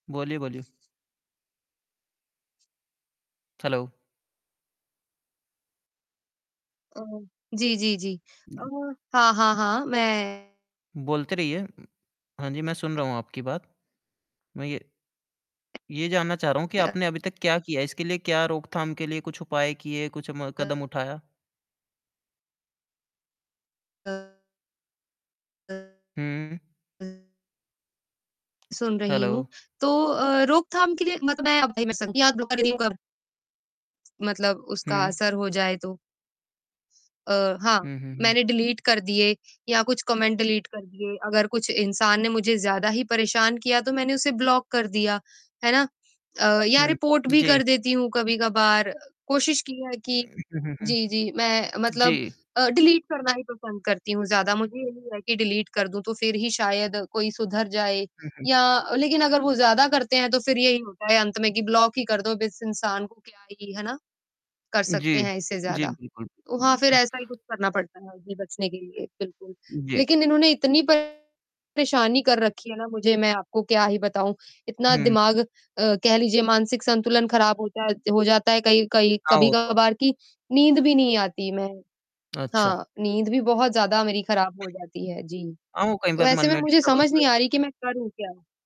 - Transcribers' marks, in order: distorted speech; in English: "हैलो"; other background noise; mechanical hum; tapping; unintelligible speech; unintelligible speech; unintelligible speech; in English: "हैलो"; unintelligible speech; static; in English: "डिलीट"; in English: "कमेंट डिलीट"; in English: "ब्लॉक"; in English: "रिपोर्ट"; other noise; in English: "डिलीट"; in English: "डिलीट"; in English: "ब्लॉक"; in English: "डिस्टर्बेंस"
- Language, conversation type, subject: Hindi, advice, सोशल मीडिया पर नकारात्मक टिप्पणियों से आपको किस तरह परेशानी हो रही है?